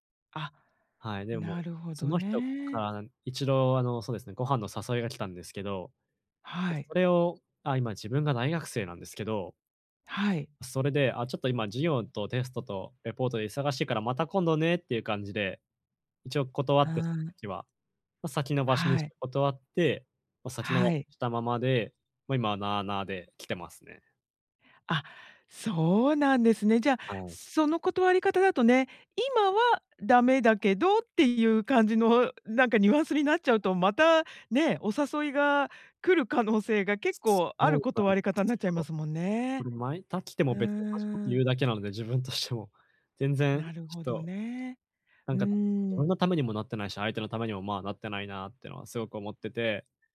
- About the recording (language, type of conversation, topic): Japanese, advice, 優しく、はっきり断るにはどうすればいいですか？
- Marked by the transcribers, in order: "毎回" said as "まいあ"